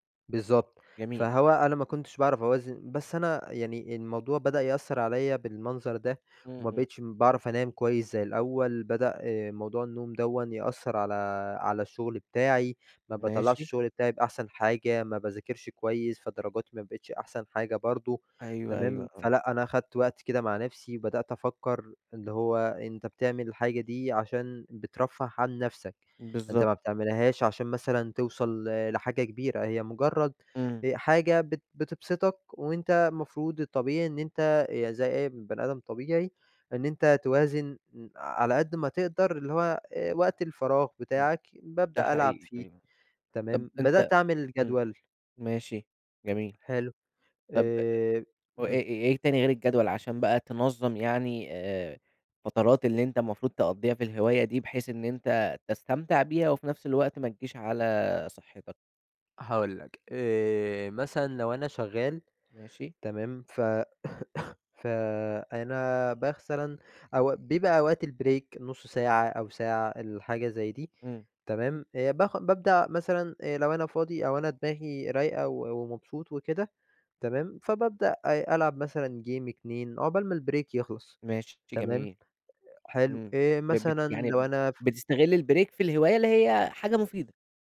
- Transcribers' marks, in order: other background noise; unintelligible speech; cough; in English: "البريك"; in English: "جيم"; in English: "البريك"; in English: "البريك"
- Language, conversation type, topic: Arabic, podcast, هل الهواية بتأثر على صحتك الجسدية أو النفسية؟